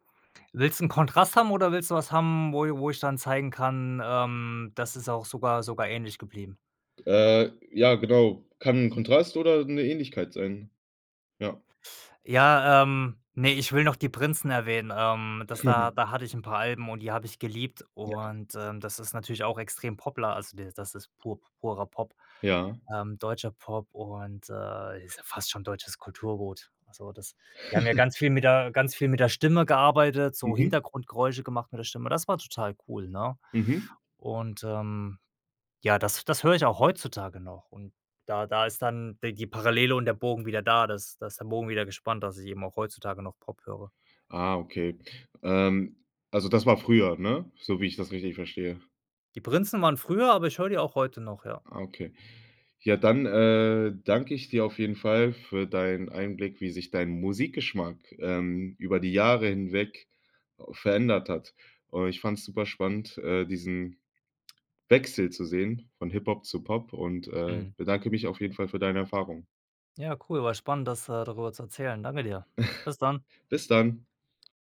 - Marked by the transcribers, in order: chuckle; chuckle; chuckle
- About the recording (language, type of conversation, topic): German, podcast, Wie hat sich dein Musikgeschmack über die Jahre verändert?